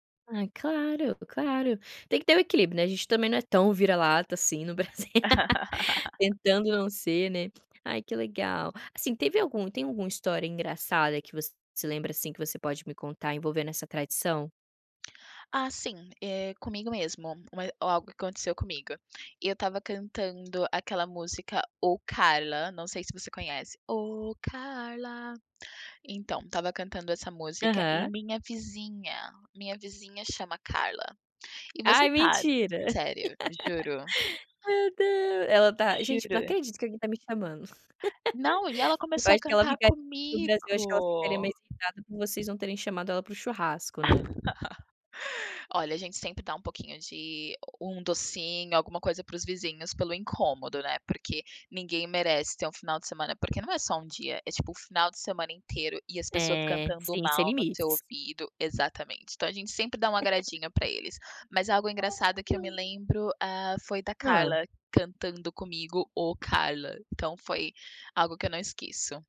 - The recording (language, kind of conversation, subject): Portuguese, podcast, De qual hábito de feriado a sua família não abre mão?
- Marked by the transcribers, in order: tapping; laugh; laughing while speaking: "Brasil"; laugh; singing: "Ô, Carla"; laugh; laughing while speaking: "Meu Deus"; other background noise; laugh; unintelligible speech; drawn out: "comigo"; laugh; laugh; unintelligible speech